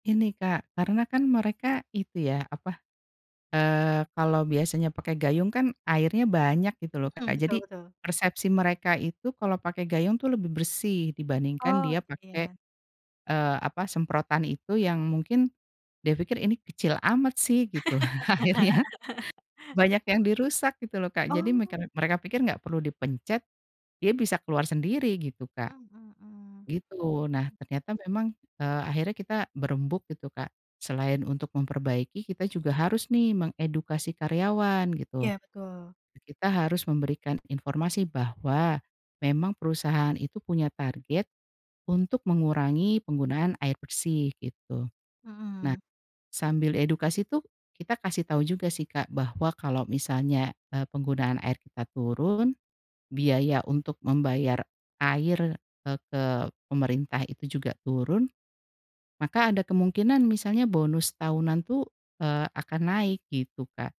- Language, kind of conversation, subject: Indonesian, podcast, Bagaimana kamu membuat tujuan jangka panjang terasa nyata?
- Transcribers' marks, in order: laugh; laughing while speaking: "akhirnya"